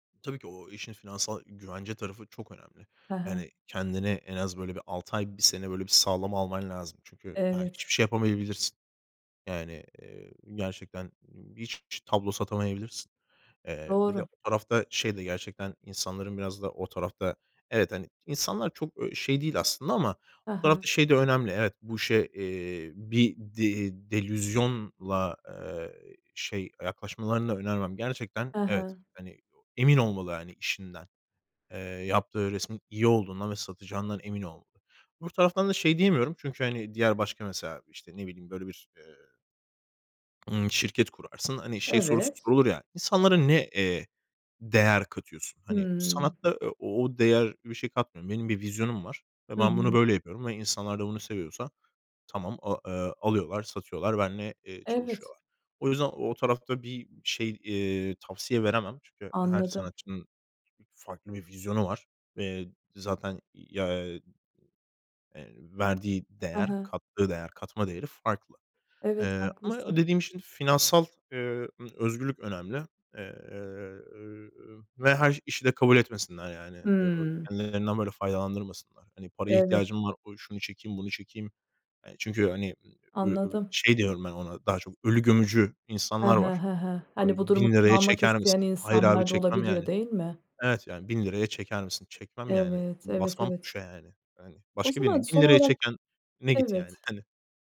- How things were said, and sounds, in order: other background noise; lip smack; stressed: "ölü gömücü"; unintelligible speech; tapping
- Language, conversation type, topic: Turkish, podcast, Kalıcı bir iş mi yoksa serbest çalışmayı mı tercih edersin, neden?